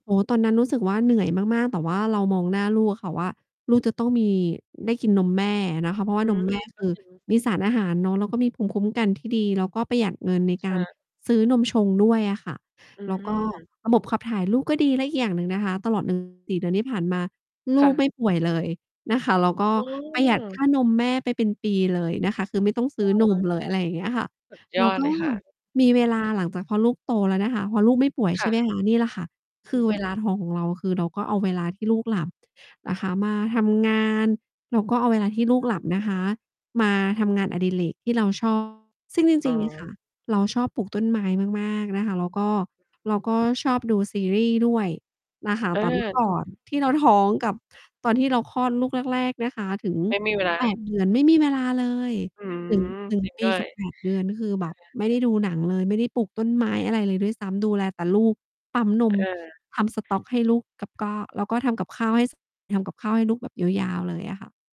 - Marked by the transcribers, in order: other background noise; distorted speech; static; tapping
- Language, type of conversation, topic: Thai, podcast, มีเคล็ดลับจัดสรรเวลาให้งานอดิเรกควบคู่กับชีวิตประจำวันอย่างไรบ้าง?